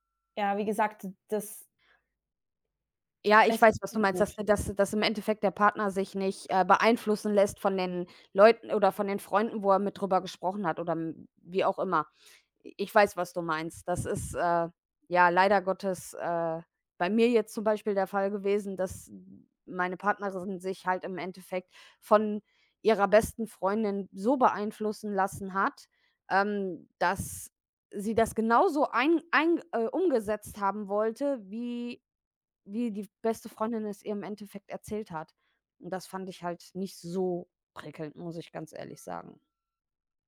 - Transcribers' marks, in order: other background noise
- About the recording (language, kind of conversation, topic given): German, unstructured, Wie kann man Vertrauen in einer Beziehung aufbauen?